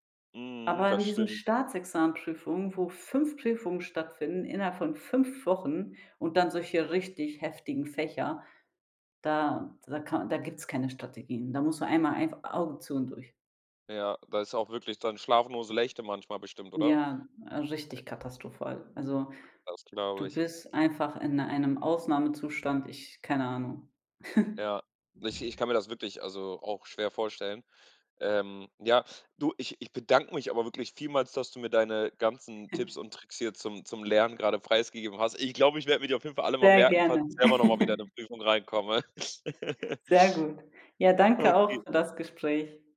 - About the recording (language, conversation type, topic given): German, podcast, Wie motivierst du dich beim Lernen, ganz ehrlich?
- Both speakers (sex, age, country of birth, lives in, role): female, 30-34, Germany, Germany, guest; male, 20-24, Germany, Portugal, host
- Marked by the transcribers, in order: "Staatsexamensprüfungen" said as "Staatsexamenprüfungen"; stressed: "fünf"; stressed: "fünf"; "schlaflose Nächte" said as "schlafnose Lächte"; chuckle; giggle; giggle; laugh